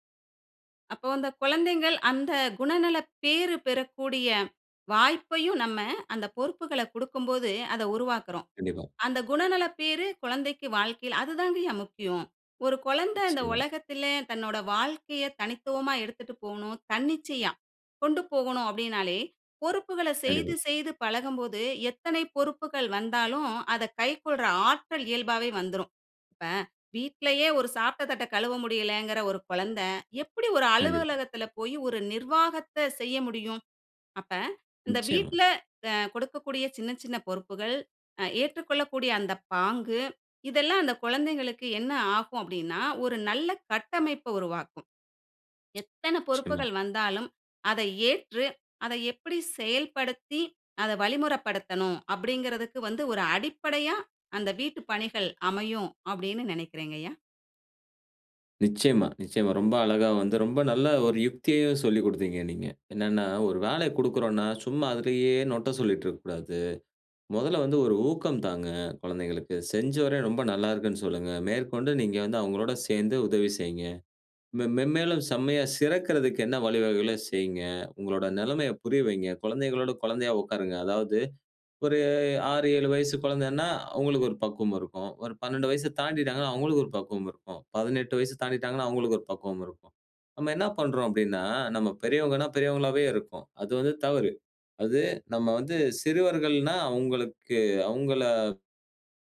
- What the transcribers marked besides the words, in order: tapping
- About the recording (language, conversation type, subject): Tamil, podcast, வீட்டுப் பணிகளில் பிள்ளைகள் எப்படிப் பங்குபெறுகிறார்கள்?